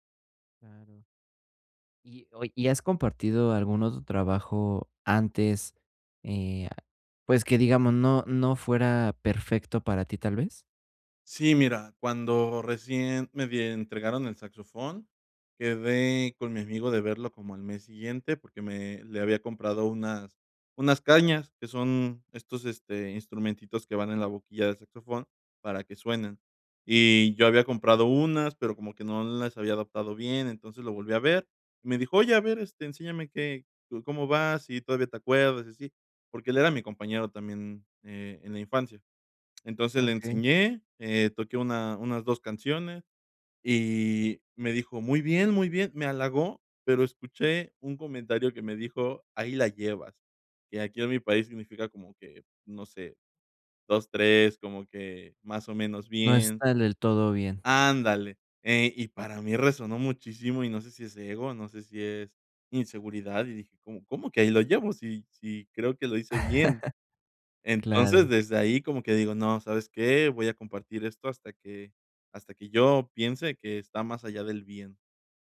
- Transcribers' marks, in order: other noise; chuckle
- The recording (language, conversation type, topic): Spanish, advice, ¿Qué puedo hacer si mi perfeccionismo me impide compartir mi trabajo en progreso?